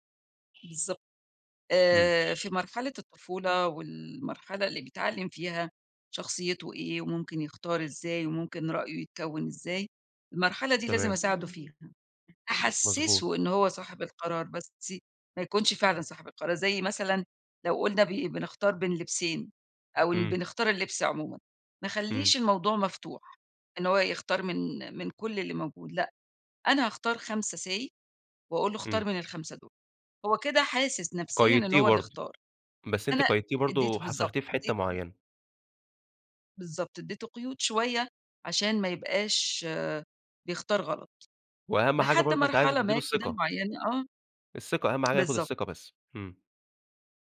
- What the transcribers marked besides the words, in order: other background noise; horn; other street noise; in English: "say"; tapping
- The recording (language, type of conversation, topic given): Arabic, podcast, إيه التجربة اللي خلّتك تسمع لنفسك الأول؟